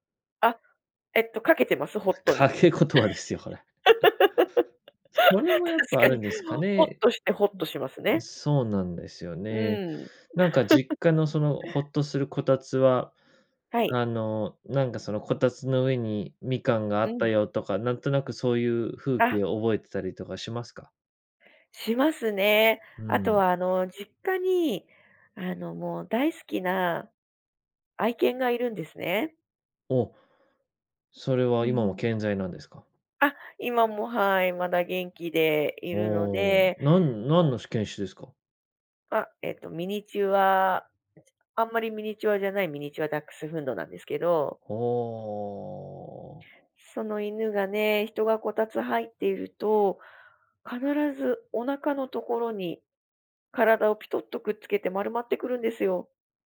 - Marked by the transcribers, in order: laughing while speaking: "掛け言葉ですよ、これ"; laugh; laughing while speaking: "確かに"; other background noise; laugh
- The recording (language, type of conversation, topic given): Japanese, podcast, 夜、家でほっとする瞬間はいつですか？